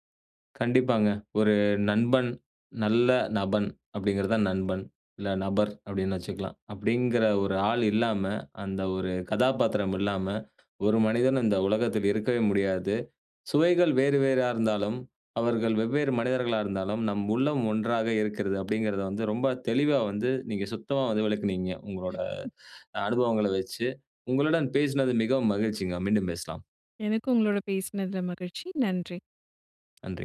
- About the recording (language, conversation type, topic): Tamil, podcast, நண்பர்களின் சுவை வேறிருந்தால் அதை நீங்கள் எப்படிச் சமாளிப்பீர்கள்?
- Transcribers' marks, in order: other noise; other background noise